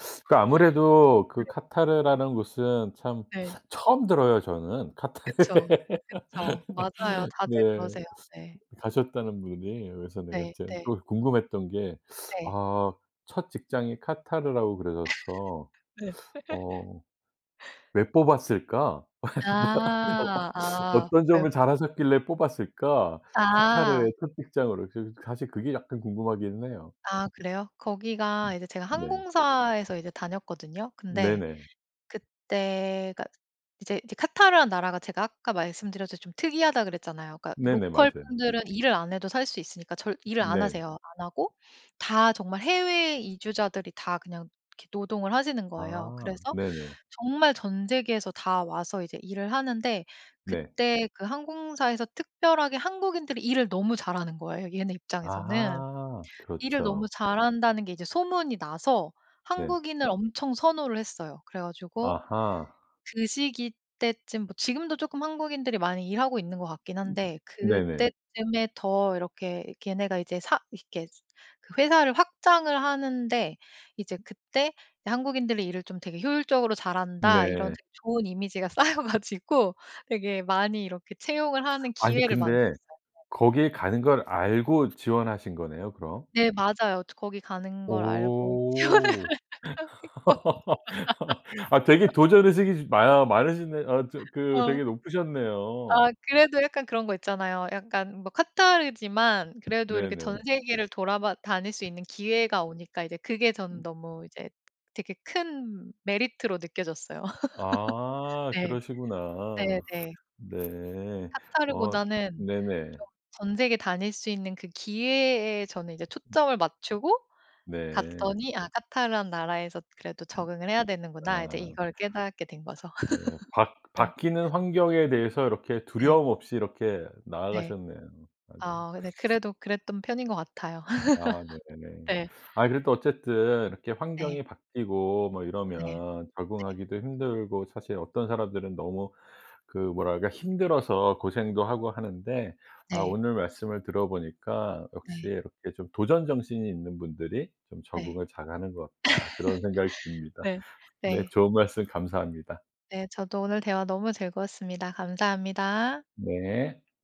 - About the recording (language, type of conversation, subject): Korean, podcast, 갑자기 환경이 바뀌었을 때 어떻게 적응하셨나요?
- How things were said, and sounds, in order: laughing while speaking: "카타르"; laugh; laugh; laughing while speaking: "뭐 어"; other background noise; tapping; other noise; laughing while speaking: "쌓여 가지고"; laugh; laughing while speaking: "지원을 했고"; laugh; laugh; laugh; laugh; laugh